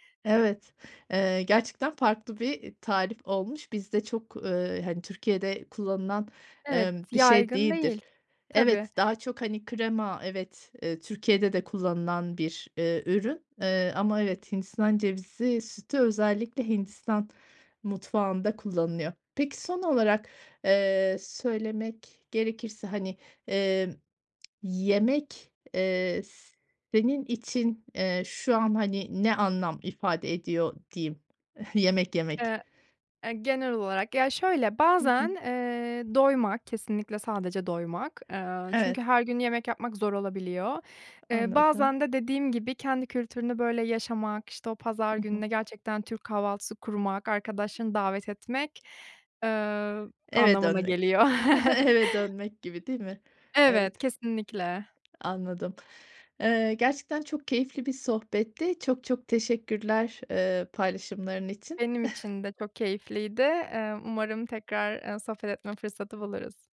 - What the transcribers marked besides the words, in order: other background noise; tapping; chuckle; chuckle
- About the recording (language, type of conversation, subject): Turkish, podcast, Göç etmek yemek tercihlerinizi nasıl değiştirdi?
- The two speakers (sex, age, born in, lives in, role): female, 30-34, Turkey, Germany, guest; female, 40-44, Turkey, Spain, host